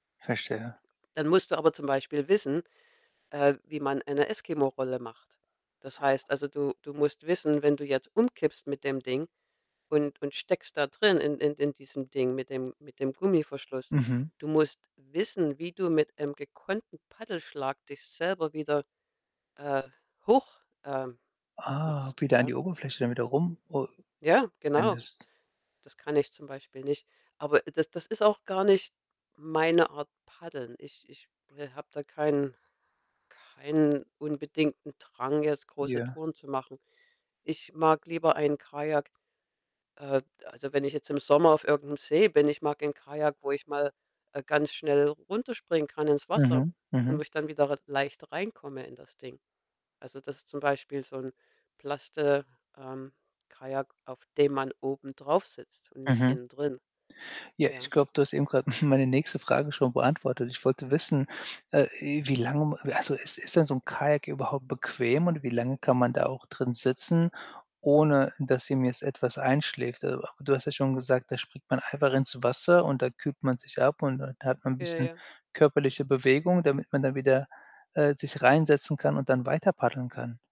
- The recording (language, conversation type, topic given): German, podcast, Was würdest du jemandem raten, der neu in deinem Hobby ist?
- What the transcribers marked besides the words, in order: static; distorted speech; other background noise; surprised: "Ah"; "Plastik" said as "plaste"; chuckle